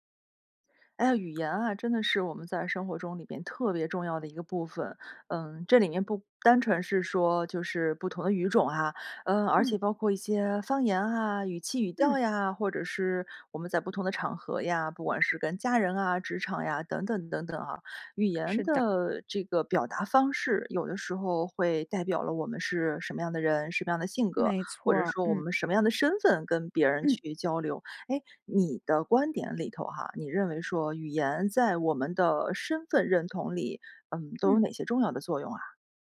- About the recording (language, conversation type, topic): Chinese, podcast, 语言在你的身份认同中起到什么作用？
- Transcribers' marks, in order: none